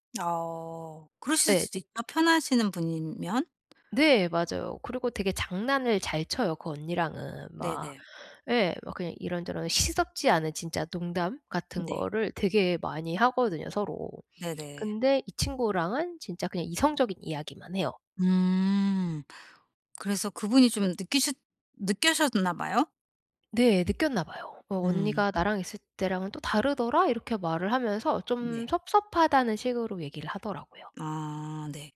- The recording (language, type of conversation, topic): Korean, advice, 진정성을 잃지 않으면서 나를 잘 표현하려면 어떻게 해야 할까요?
- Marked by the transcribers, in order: tapping; "편하신" said as "편하시는"; "느끼셨나" said as "느껴셨나"